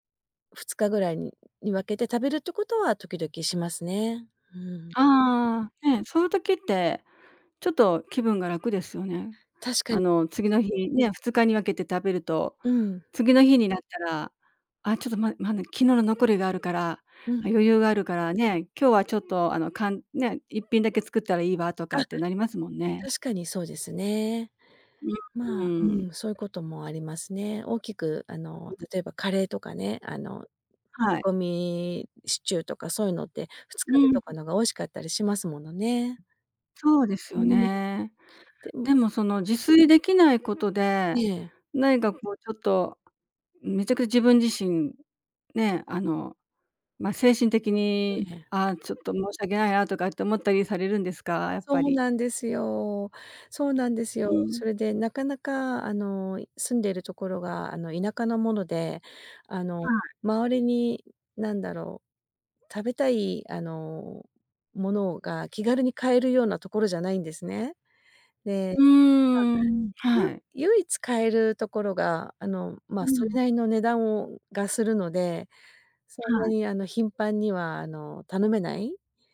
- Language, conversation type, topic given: Japanese, advice, 仕事が忙しくて自炊する時間がないのですが、どうすればいいですか？
- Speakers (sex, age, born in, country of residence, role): female, 50-54, Japan, United States, user; female, 60-64, Japan, Japan, advisor
- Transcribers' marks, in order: other background noise; tapping